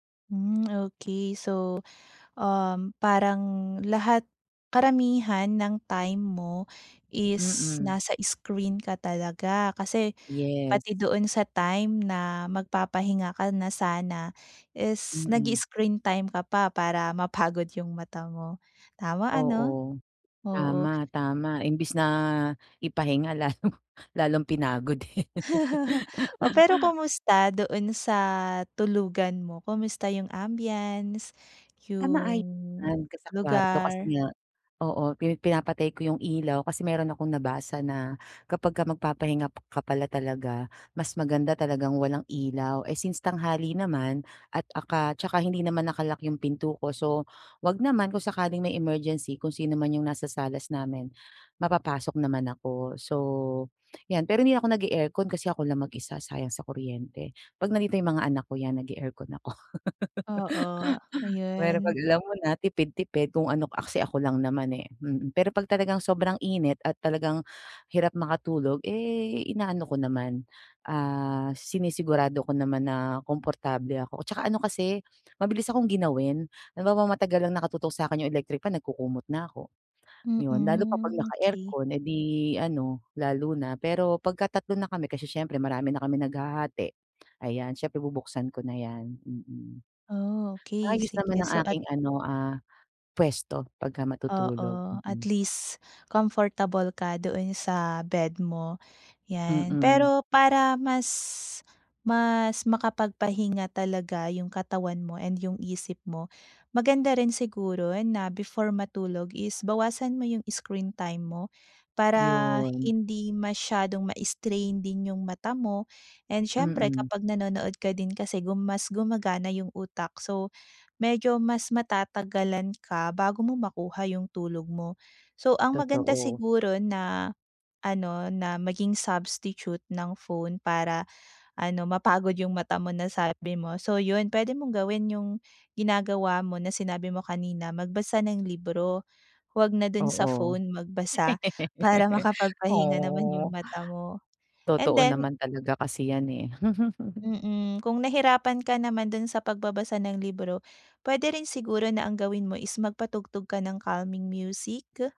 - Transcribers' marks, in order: chuckle; giggle; laugh; laugh; laugh; chuckle
- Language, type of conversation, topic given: Filipino, advice, Paano ako makakapagpahinga sa bahay kahit maraming distraksyon?